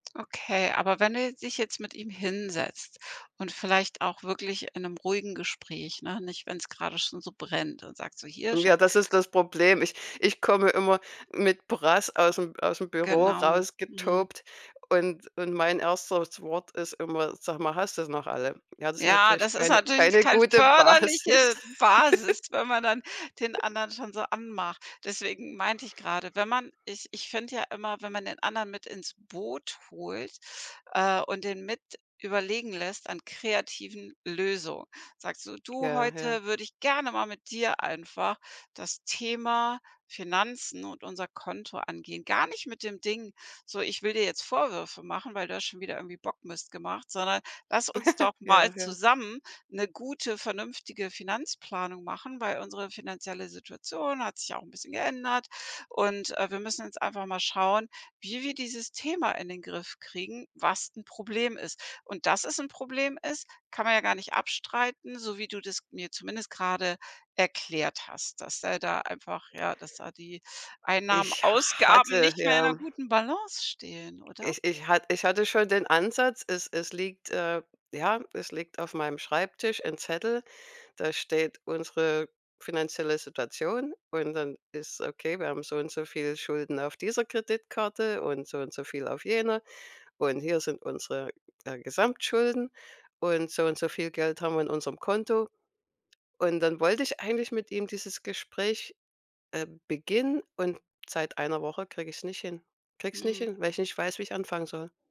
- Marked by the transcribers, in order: unintelligible speech; laughing while speaking: "Basis"; laugh; other background noise; giggle
- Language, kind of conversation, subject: German, advice, Wie kann ich den Streit mit meinem Partner über Ausgaben und gemeinsame Konten klären?